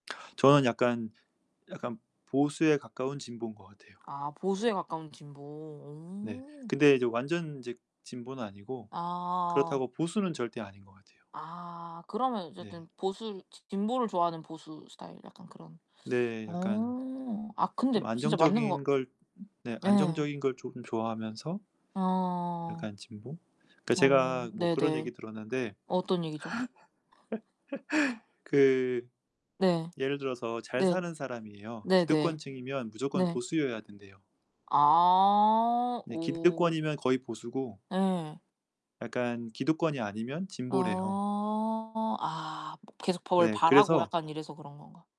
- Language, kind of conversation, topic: Korean, unstructured, 가장 좋아하는 역사 인물은 누구인가요?
- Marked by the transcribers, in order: tapping; laugh; distorted speech